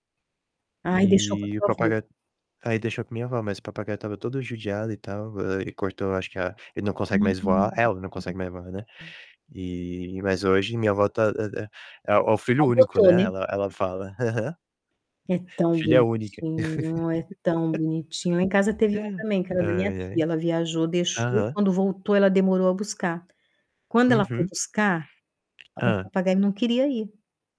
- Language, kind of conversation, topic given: Portuguese, unstructured, Como convencer alguém a não abandonar um cachorro ou um gato?
- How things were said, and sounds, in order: static; tapping; distorted speech; drawn out: "Ah, hum"; other background noise; unintelligible speech; laugh